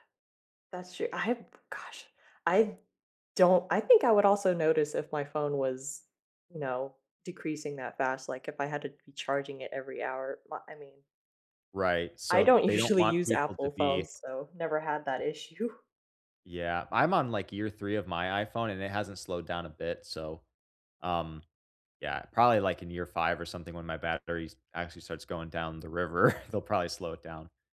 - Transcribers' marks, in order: laughing while speaking: "usually"; other background noise; laughing while speaking: "issue"; chuckle
- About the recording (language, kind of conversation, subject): English, unstructured, Why do you think some tech companies ignore customer complaints?
- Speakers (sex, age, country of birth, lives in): female, 30-34, United States, United States; male, 30-34, United States, United States